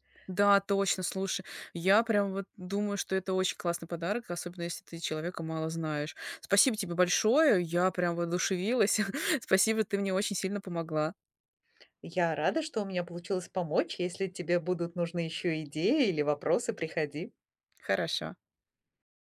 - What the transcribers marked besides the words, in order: tapping; chuckle
- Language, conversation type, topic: Russian, advice, Где искать идеи для оригинального подарка другу и на что ориентироваться при выборе?